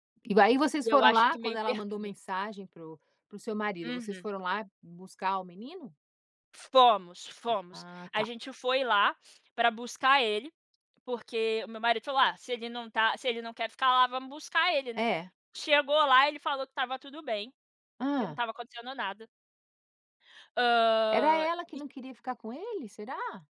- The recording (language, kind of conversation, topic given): Portuguese, podcast, Como você reconhece quando algo é intuição, e não medo?
- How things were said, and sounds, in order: none